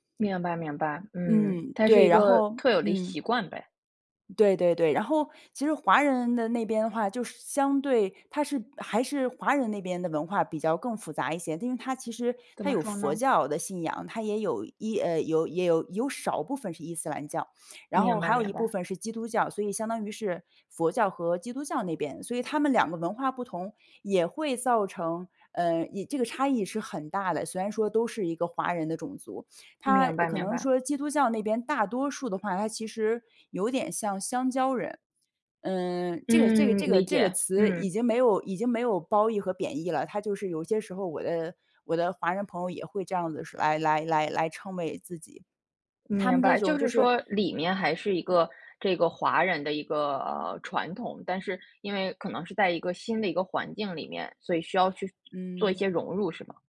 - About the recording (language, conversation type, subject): Chinese, podcast, 旅行中最让你惊讶的文化差异是什么？
- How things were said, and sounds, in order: other background noise